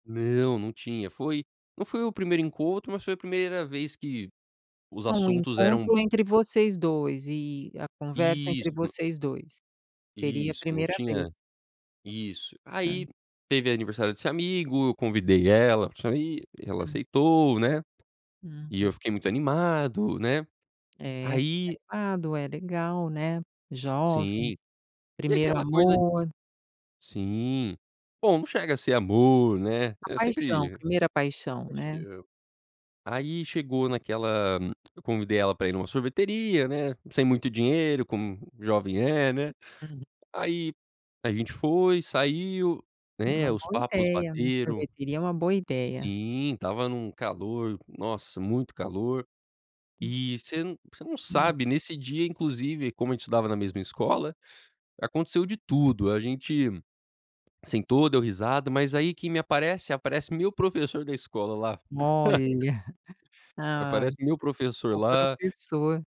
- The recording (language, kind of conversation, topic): Portuguese, podcast, Como foi a primeira vez que você se apaixonou?
- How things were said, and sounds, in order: tapping; other noise; laugh